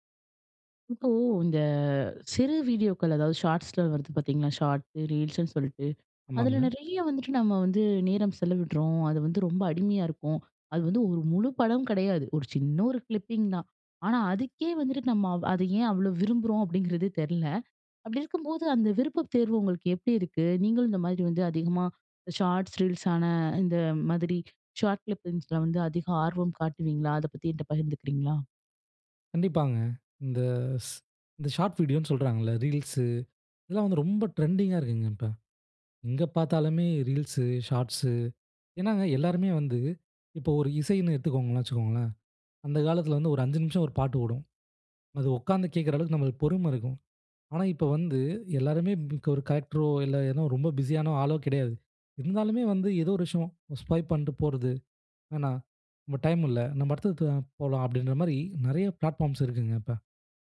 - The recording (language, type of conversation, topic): Tamil, podcast, சிறு கால வீடியோக்கள் முழுநீளத் திரைப்படங்களை மிஞ்சி வருகிறதா?
- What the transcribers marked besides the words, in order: in English: "ஷார்ட்ஸில"; in English: "ஷார்ட் ரீல்ஸ்ன்னு"; in English: "கிளிப்பிங்"; in English: "ஷார்ட்ஸ் ரீல்ஸான"; in English: "ஷார்ட் கிளிப்பிங்ஸில்ல"; in English: "ஷார்ட் வீடியோனு"; in English: "ட்ரெண்டிங்கா"; in English: "ரீல்ஸ், ஷார்ட்ஸ்"; in English: "ஸ்வைப்"; in English: "பிளாட்பார்ம்ஸ்"